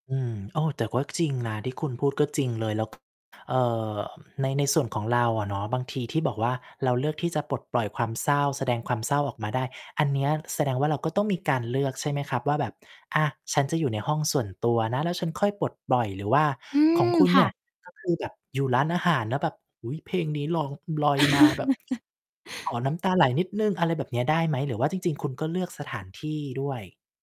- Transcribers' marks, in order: distorted speech; chuckle; other background noise
- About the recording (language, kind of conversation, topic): Thai, podcast, ถ้าคุณต้องเลือกเพลงหนึ่งเพลงมาเป็นตัวแทนตัวคุณ คุณจะเลือกเพลงอะไร?